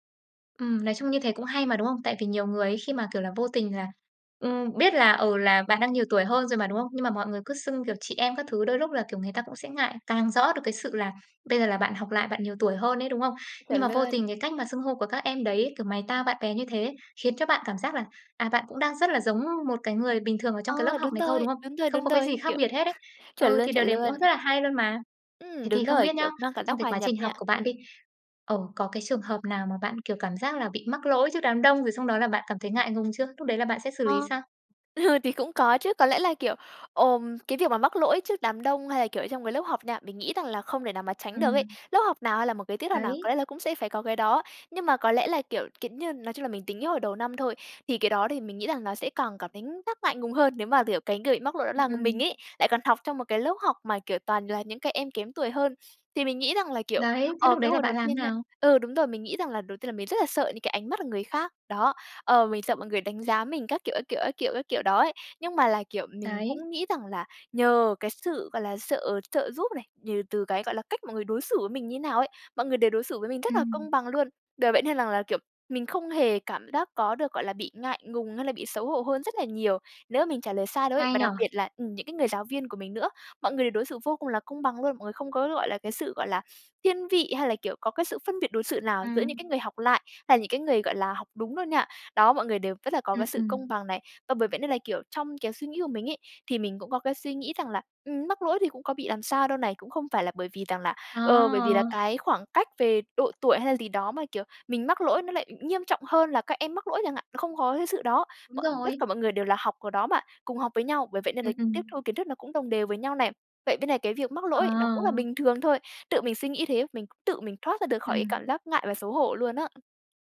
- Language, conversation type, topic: Vietnamese, podcast, Bạn có cách nào để bớt ngại hoặc xấu hổ khi phải học lại trước mặt người khác?
- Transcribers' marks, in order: tapping; laugh; laughing while speaking: "Ừ"; other background noise